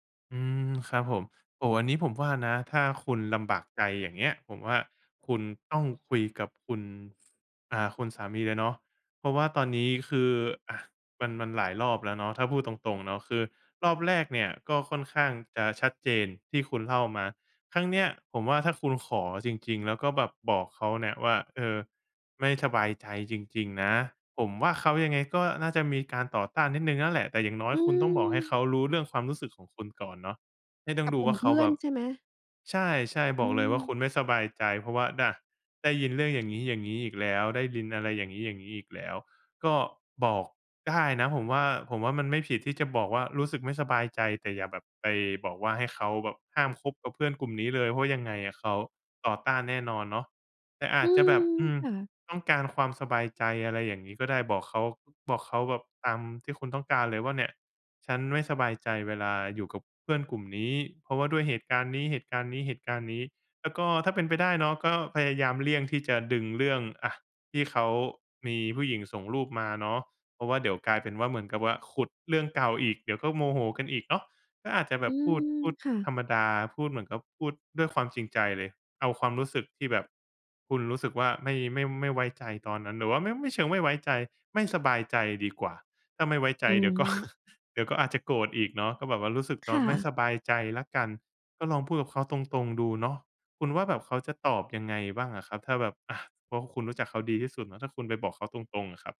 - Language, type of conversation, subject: Thai, advice, ฉันสงสัยว่าแฟนกำลังนอกใจฉันอยู่หรือเปล่า?
- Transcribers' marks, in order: other background noise; "ยิน" said as "ลิน"; laughing while speaking: "ก็"; giggle